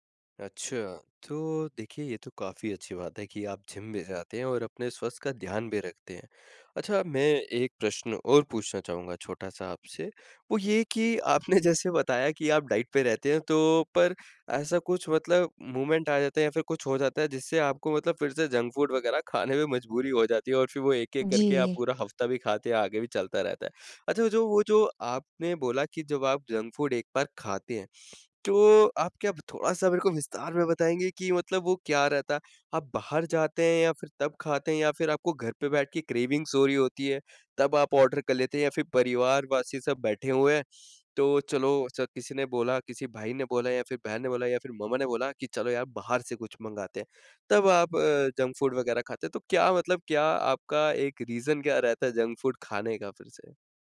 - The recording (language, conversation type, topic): Hindi, advice, मैं स्वस्थ भोजन की आदत लगातार क्यों नहीं बना पा रहा/रही हूँ?
- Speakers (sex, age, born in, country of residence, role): female, 20-24, India, India, user; male, 20-24, India, India, advisor
- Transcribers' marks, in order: laughing while speaking: "आपने जैसे"; in English: "डाइट"; in English: "मूवमेंट"; in English: "जंक फूड"; tapping; in English: "जंक फूड"; in English: "क्रेविंग्स"; in English: "जंक फूड"; in English: "रीजन"; in English: "जंक फूड"